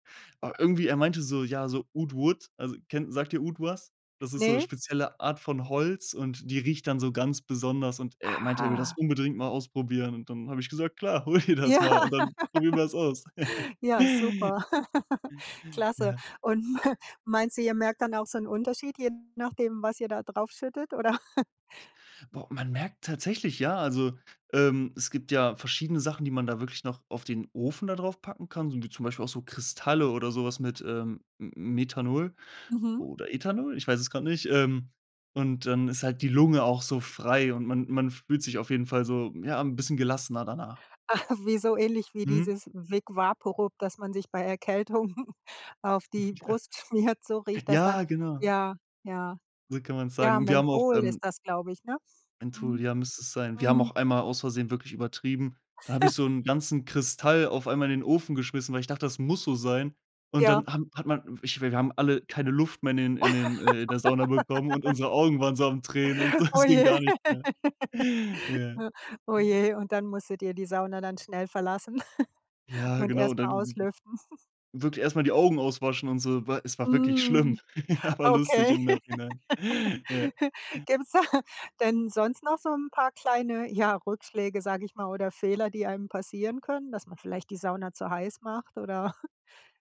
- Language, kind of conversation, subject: German, podcast, Welche kleine Gewohnheit hat bei dir viel verändert?
- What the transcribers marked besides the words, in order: in English: "oud wood"; laughing while speaking: "hol"; laughing while speaking: "Ja"; laugh; giggle; laughing while speaking: "ma"; chuckle; laughing while speaking: "Ah"; laughing while speaking: "Erkältungen"; laughing while speaking: "Ja"; anticipating: "Ja"; laughing while speaking: "schmiert"; chuckle; stressed: "muss so"; laugh; laugh; other noise; laughing while speaking: "es"; chuckle; chuckle; chuckle; drawn out: "Mhm"; laugh; chuckle; giggle; chuckle